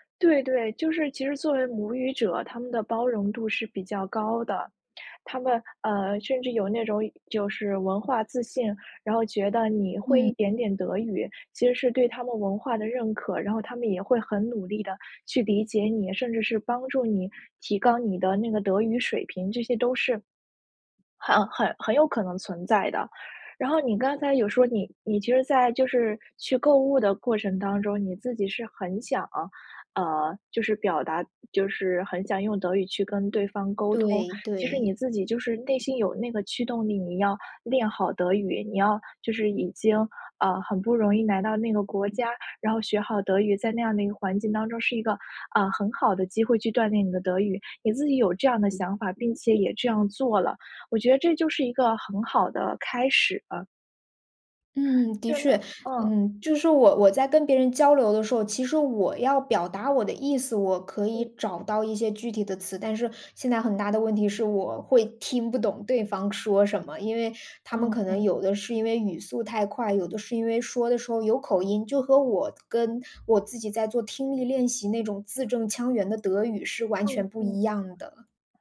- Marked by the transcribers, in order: none
- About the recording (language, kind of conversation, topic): Chinese, advice, 语言障碍让我不敢开口交流